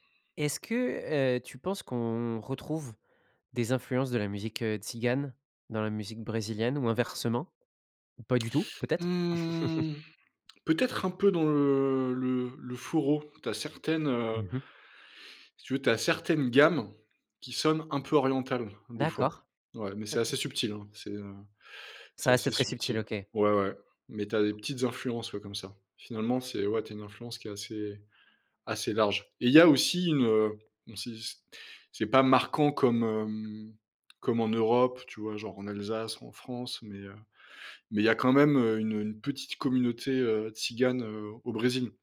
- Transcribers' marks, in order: drawn out: "Mmh"; chuckle; drawn out: "le"; tapping
- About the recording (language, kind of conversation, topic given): French, podcast, En quoi voyager a-t-il élargi ton horizon musical ?